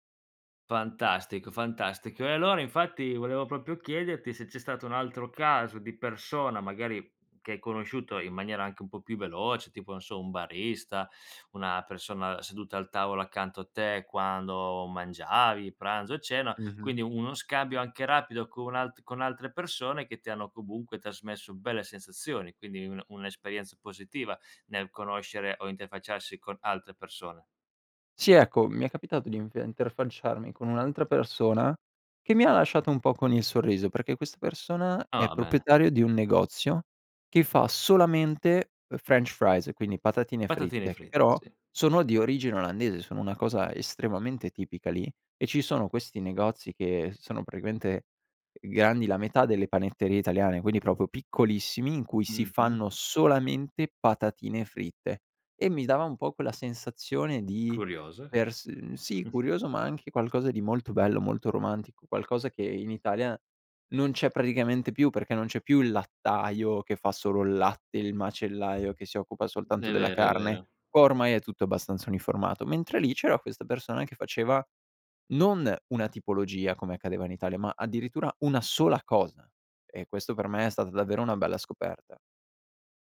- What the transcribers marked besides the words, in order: other background noise; "comunque" said as "cobunque"; in English: "french fries"; put-on voice: "french fries"; "proprio" said as "propio"; unintelligible speech; tapping
- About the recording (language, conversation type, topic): Italian, podcast, Ti è mai capitato di perderti in una città straniera?